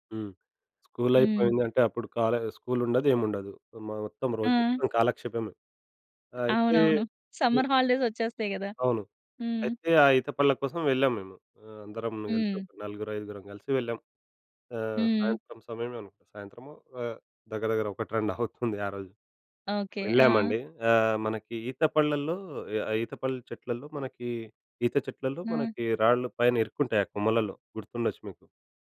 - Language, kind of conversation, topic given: Telugu, podcast, మీ బాల్యంలో జరిగిన ఏ చిన్న అనుభవం ఇప్పుడు మీకు ఎందుకు ప్రత్యేకంగా అనిపిస్తుందో చెప్పగలరా?
- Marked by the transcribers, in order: in English: "సమ్మర్ హాలిడేస్"; giggle